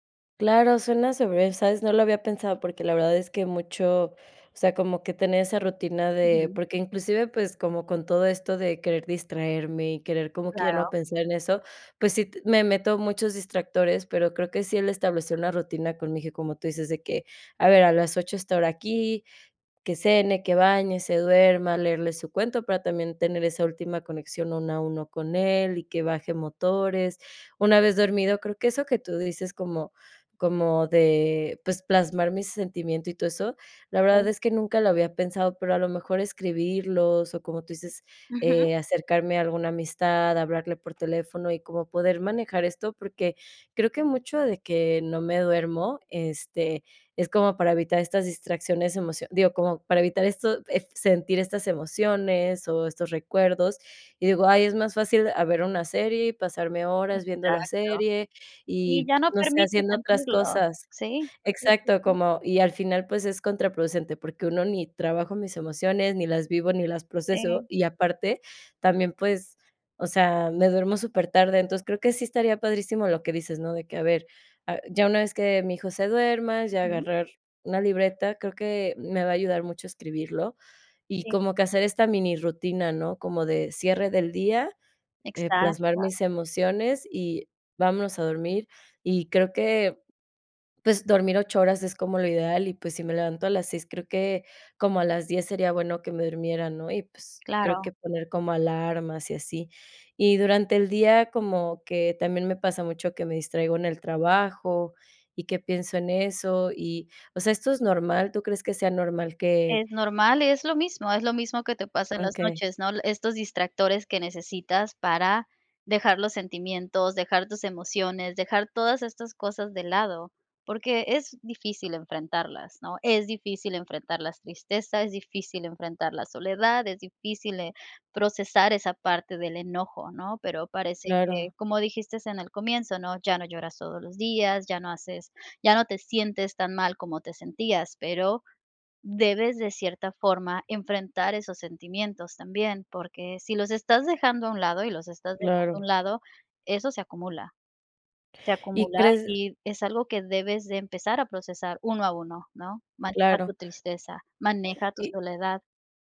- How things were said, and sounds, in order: "Okey" said as "on qué"; tapping
- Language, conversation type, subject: Spanish, advice, ¿Cómo puedo afrontar el fin de una relación larga y reconstruir mi rutina diaria?